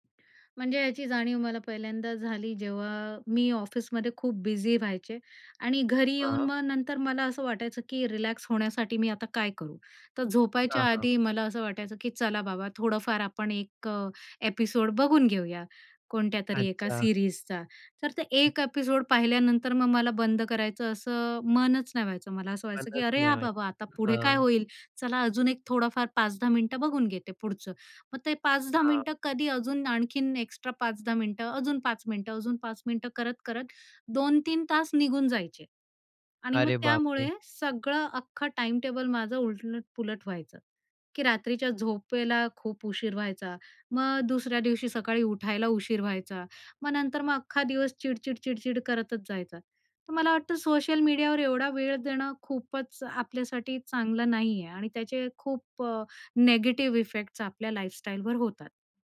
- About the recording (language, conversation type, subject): Marathi, podcast, सोशल मीडियावर किती वेळ द्यायचा, हे कसे ठरवायचे?
- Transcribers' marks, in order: other background noise; in English: "एपिसोड"; in English: "सीरीज"; in English: "एपिसोड"